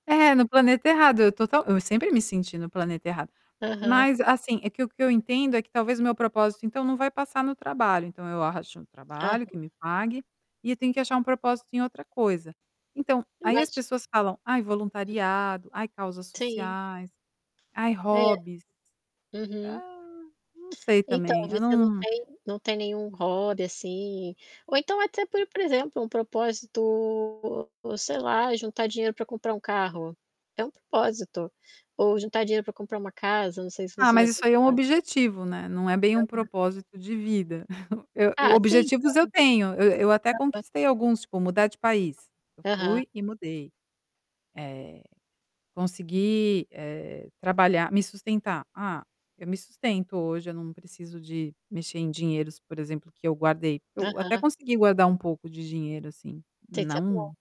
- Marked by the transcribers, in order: static; other background noise; distorted speech; unintelligible speech; chuckle
- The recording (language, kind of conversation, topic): Portuguese, advice, Como lidar com a sensação de que a vida passou sem um propósito claro?